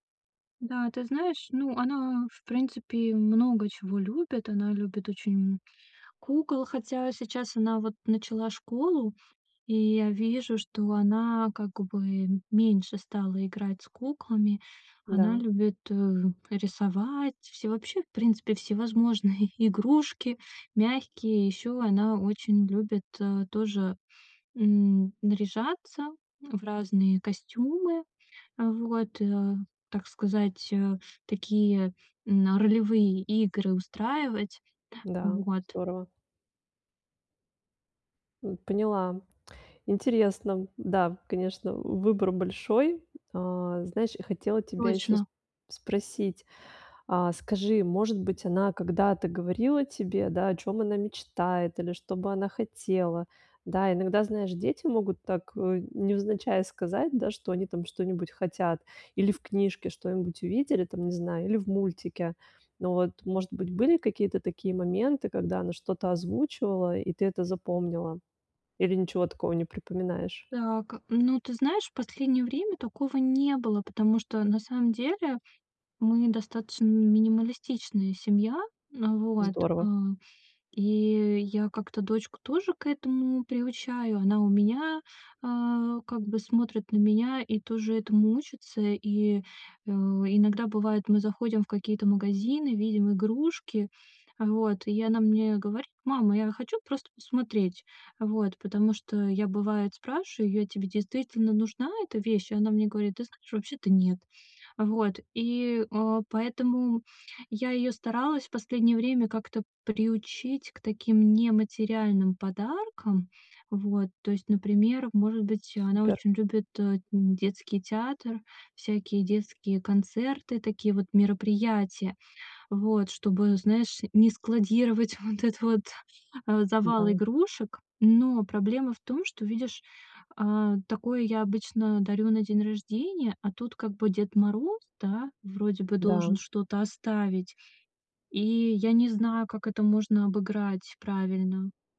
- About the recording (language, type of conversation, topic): Russian, advice, Как выбрать хороший подарок, если я не знаю, что купить?
- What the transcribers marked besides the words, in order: tapping; other background noise